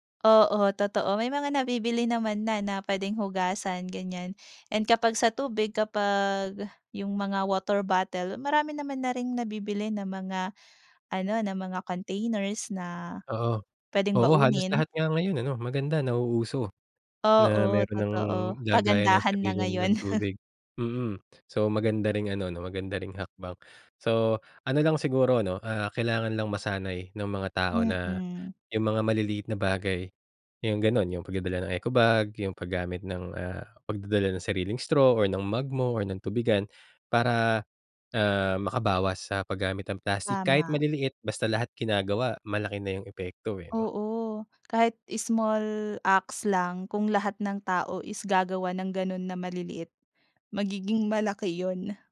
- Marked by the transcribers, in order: gasp; chuckle
- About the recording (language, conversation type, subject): Filipino, podcast, Ano ang opinyon mo tungkol sa araw-araw na paggamit ng plastik?